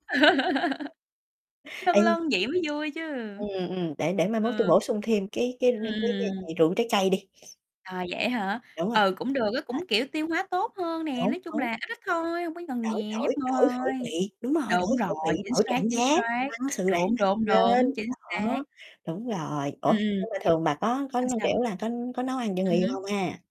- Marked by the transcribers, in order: laugh; other background noise; tapping; distorted speech; sniff; mechanical hum
- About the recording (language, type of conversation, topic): Vietnamese, unstructured, Làm thế nào để giữ được sự lãng mạn trong các mối quan hệ lâu dài?